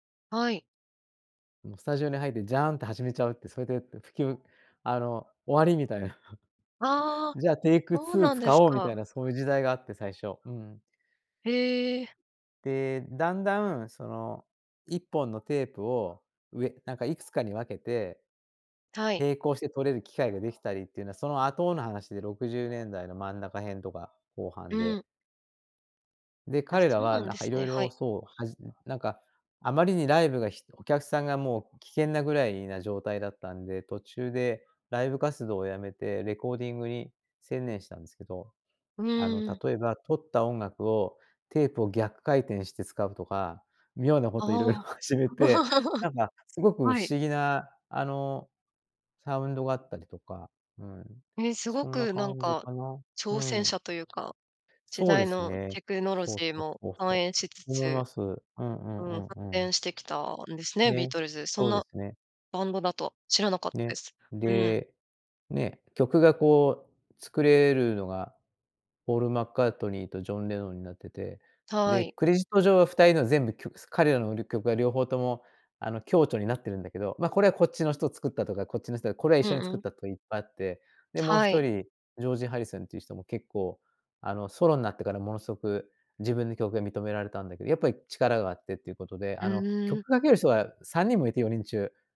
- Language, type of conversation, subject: Japanese, podcast, 一番影響を受けたアーティストはどなたですか？
- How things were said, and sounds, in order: chuckle; laugh